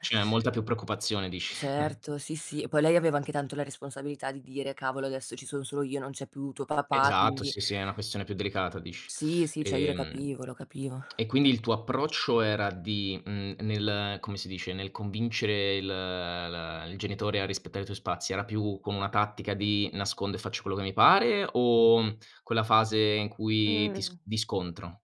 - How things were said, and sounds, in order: laughing while speaking: "disci"; "dici" said as "disci"; chuckle; other background noise; "dici" said as "disci"; "come" said as "comu"
- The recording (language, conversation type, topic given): Italian, unstructured, Come puoi convincere un familiare a rispettare i tuoi spazi?